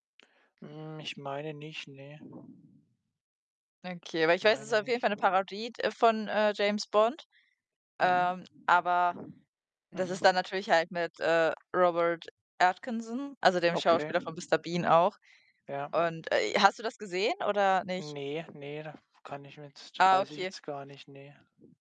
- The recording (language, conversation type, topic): German, unstructured, Welche Erlebnisse verbindest du mit deinem Lieblingsfilm?
- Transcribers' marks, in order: tapping; other background noise